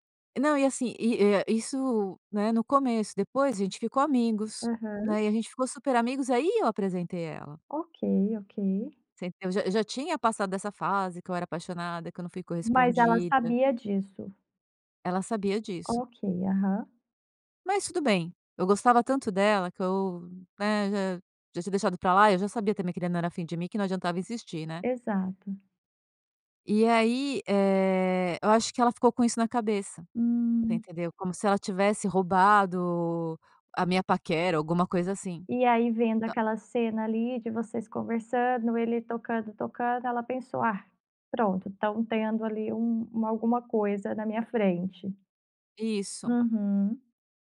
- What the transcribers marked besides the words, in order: none
- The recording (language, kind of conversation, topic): Portuguese, podcast, Como podemos reconstruir amizades que esfriaram com o tempo?